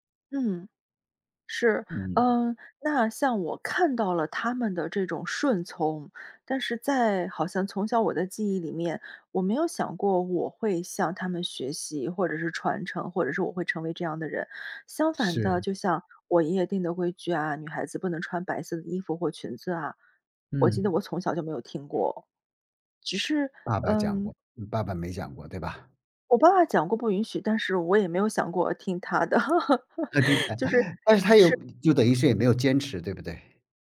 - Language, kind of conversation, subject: Chinese, podcast, 你怎么看待人们对“孝顺”的期待？
- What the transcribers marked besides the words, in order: other background noise; laugh